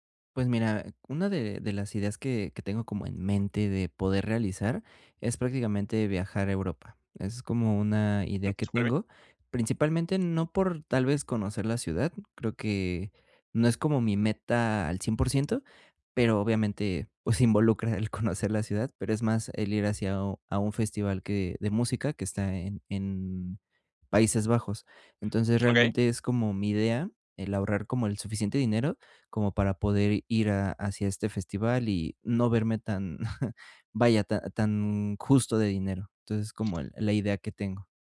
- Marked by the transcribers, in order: laughing while speaking: "involucra el conocer"; chuckle
- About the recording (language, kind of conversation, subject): Spanish, advice, ¿Cómo puedo ahorrar sin sentir que me privo demasiado?